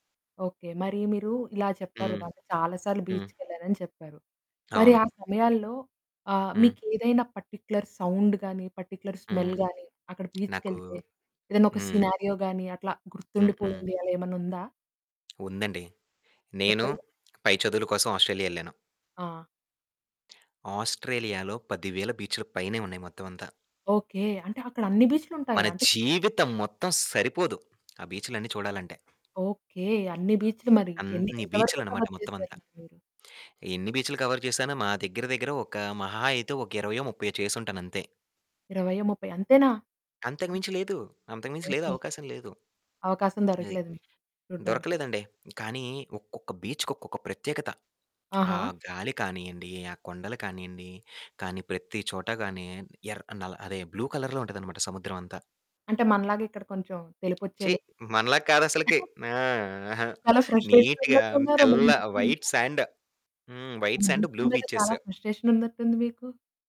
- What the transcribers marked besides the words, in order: static; other background noise; in English: "పర్టిక్యులర్ సౌండ్"; in English: "పర్టిక్యులర్ స్మెల్"; in English: "సినారియో"; tapping; in English: "కవర్"; lip smack; in English: "కవర్"; in English: "బీచ్‌కి"; in English: "బ్లూ కలర్‌లో"; chuckle; in English: "నీట్‌గా"; in English: "ఫ్రస్ట్రేషన్‌లో"; in English: "వైట్ సాండ్"; distorted speech; in English: "వైట్స్ సాండ్ బ్లూ బీచెస్"; in English: "ఫ్రస్ట్రేషన్"
- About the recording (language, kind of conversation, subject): Telugu, podcast, సముద్రతీరంలో మీరు అనుభవించిన ప్రశాంతత గురించి వివరంగా చెప్పగలరా?